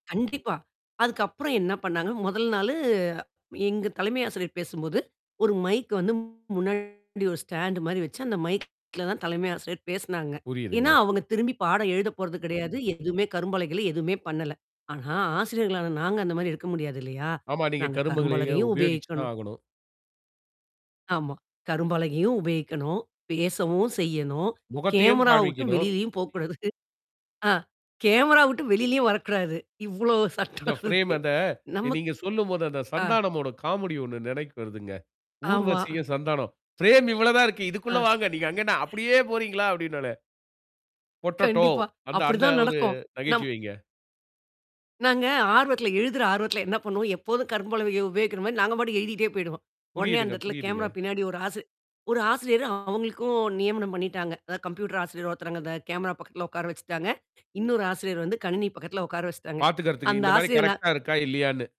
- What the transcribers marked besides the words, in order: mechanical hum; drawn out: "நாளு"; distorted speech; other background noise; "கரும்பலகை" said as "கருமுகளை"; in English: "ஃப்ரேம்"; laughing while speaking: "இவ்வளவு சட்டம் இருக்கு"; in English: "ஃப்ரேம்"; chuckle; in English: "பொட்டேட்டோ"; laughing while speaking: "கண்டிப்பா"; static
- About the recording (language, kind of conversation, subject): Tamil, podcast, ஆன்லைன் வகுப்புகள் உங்கள் கற்றலுக்கு எந்த வகையில் பாதிப்பை ஏற்படுத்தின?
- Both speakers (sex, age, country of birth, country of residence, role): female, 40-44, India, India, guest; male, 45-49, India, India, host